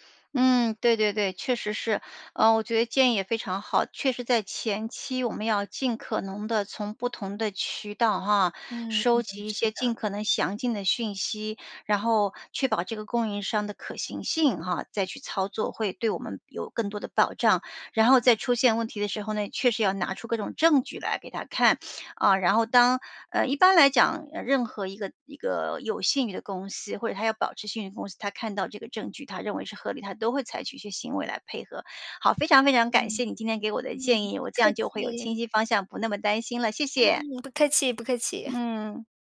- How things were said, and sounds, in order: other noise; sniff; other background noise
- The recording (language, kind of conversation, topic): Chinese, advice, 客户投诉后我该如何应对并降低公司声誉受损的风险？